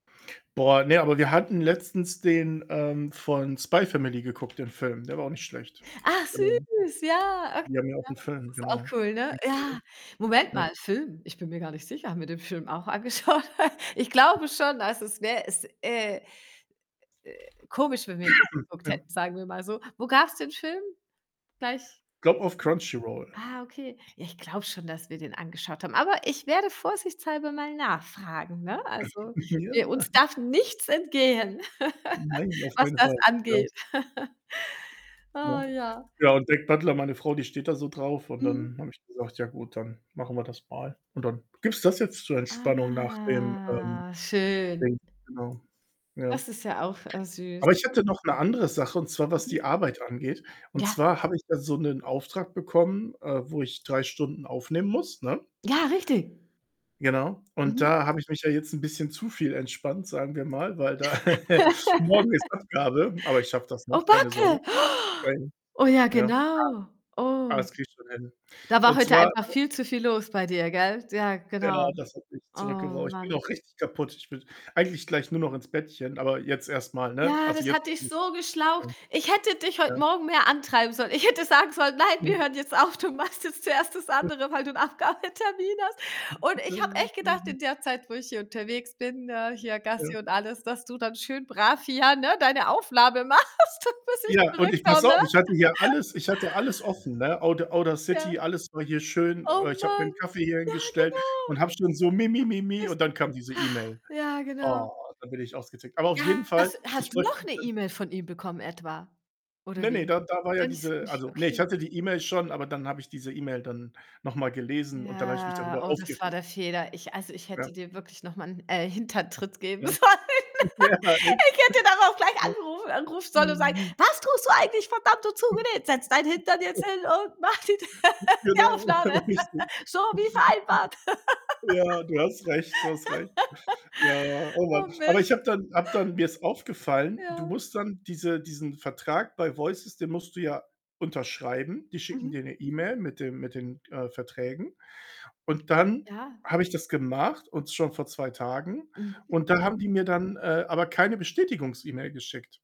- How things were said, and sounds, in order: other background noise; distorted speech; unintelligible speech; laughing while speaking: "angeschaut?"; chuckle; cough; chuckle; unintelligible speech; laugh; chuckle; "Beckys Butler" said as "Deck Butler"; drawn out: "Ah"; laugh; chuckle; inhale; unintelligible speech; unintelligible speech; laughing while speaking: "Du machst jetzt zuerst das andere, weil du 'nen Abgabetermin hast"; unintelligible speech; unintelligible speech; laughing while speaking: "machst, bis ich zurückkomme"; chuckle; exhale; laughing while speaking: "ja, ne"; laughing while speaking: "geben sollen"; laugh; chuckle; unintelligible speech; unintelligible speech; put-on voice: "Was tust du eigentlich? Verdammt … mache die d"; chuckle; laughing while speaking: "richtig"; laugh
- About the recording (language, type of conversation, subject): German, unstructured, Was machst du, um nach der Arbeit zu entspannen?
- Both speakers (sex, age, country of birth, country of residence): female, 40-44, Germany, Germany; male, 35-39, Germany, Germany